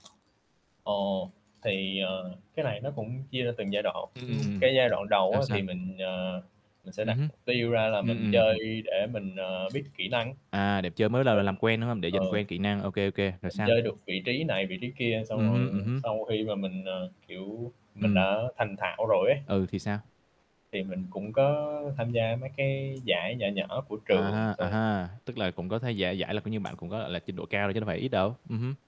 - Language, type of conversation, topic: Vietnamese, unstructured, Bạn cảm thấy thế nào khi đạt được một mục tiêu trong sở thích của mình?
- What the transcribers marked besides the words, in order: static; other background noise; tapping; unintelligible speech